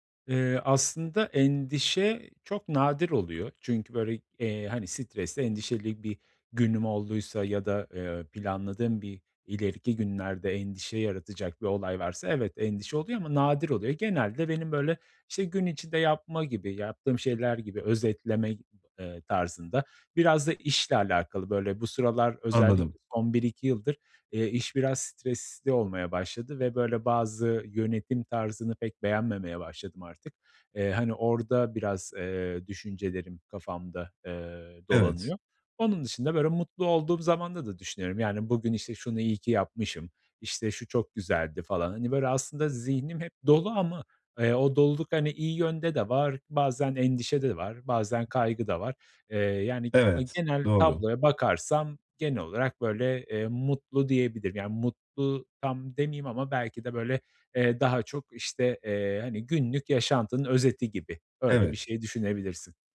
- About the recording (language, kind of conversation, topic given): Turkish, advice, Uyumadan önce zihnimi sakinleştirmek için hangi basit teknikleri deneyebilirim?
- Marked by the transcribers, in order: other background noise; tapping; unintelligible speech